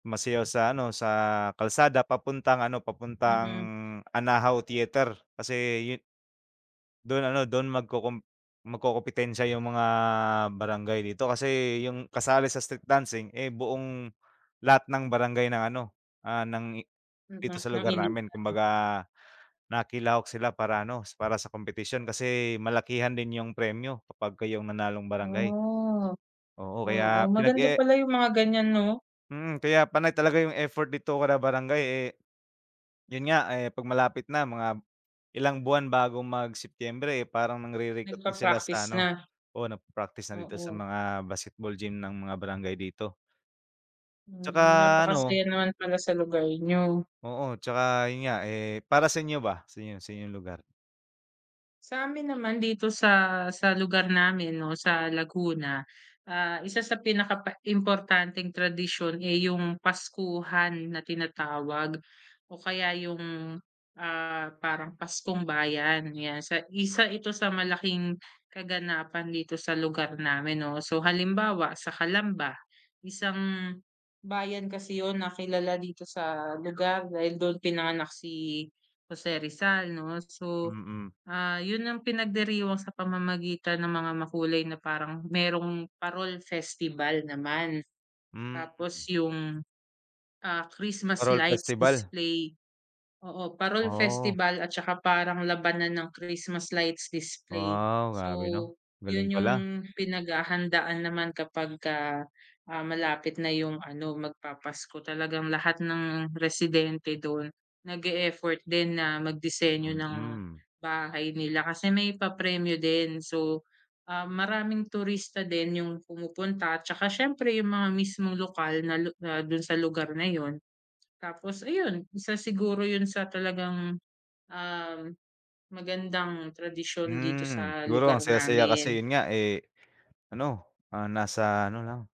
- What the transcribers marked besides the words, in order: in English: "street dancing"; unintelligible speech; other background noise; alarm; tapping
- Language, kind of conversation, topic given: Filipino, unstructured, Ano ang pinakamahalagang tradisyon sa inyong lugar?